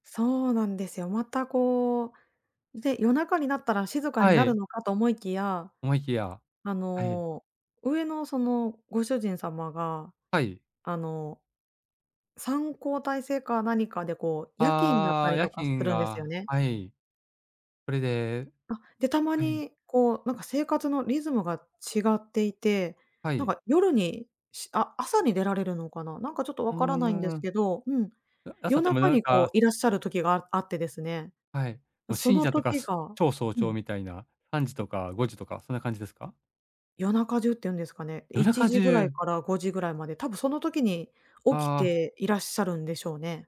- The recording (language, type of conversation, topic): Japanese, advice, 隣人との習慣の違いに戸惑っていることを、どのように説明すればよいですか？
- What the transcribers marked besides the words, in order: none